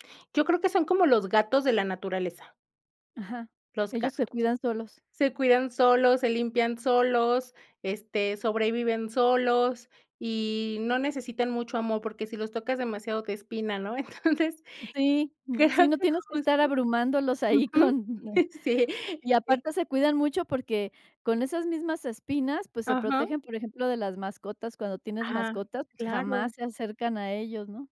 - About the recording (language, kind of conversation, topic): Spanish, podcast, ¿Qué aprendiste al cuidar una planta o un jardín?
- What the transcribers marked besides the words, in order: other background noise; laughing while speaking: "Entonces creo que"; laughing while speaking: "ahí con"